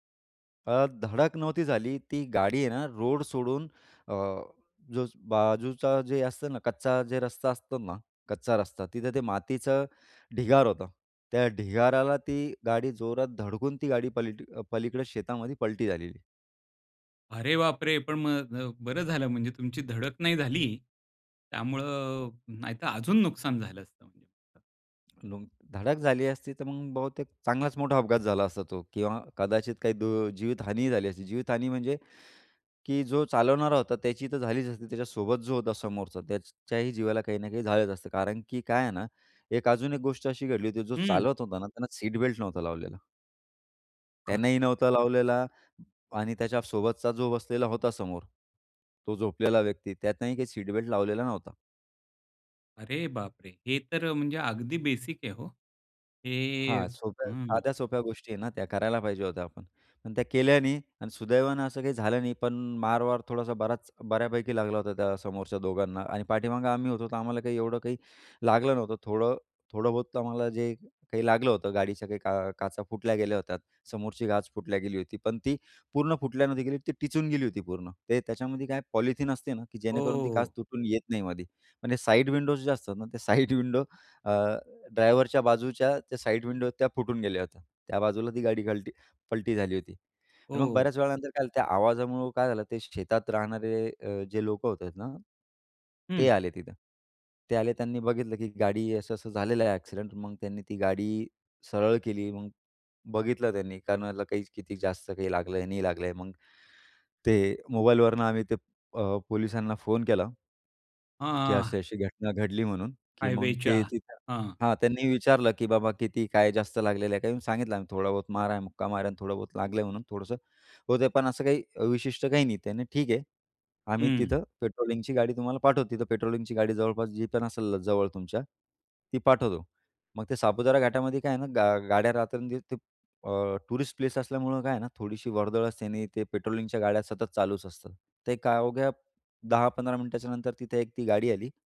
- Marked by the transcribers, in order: tapping; surprised: "अरे बापरे!"; unintelligible speech; in English: "सीट बेल्ट"; other background noise; other noise; in English: "सीट बेल्ट"
- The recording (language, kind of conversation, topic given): Marathi, podcast, कधी तुमचा जवळजवळ अपघात होण्याचा प्रसंग आला आहे का, आणि तो तुम्ही कसा टाळला?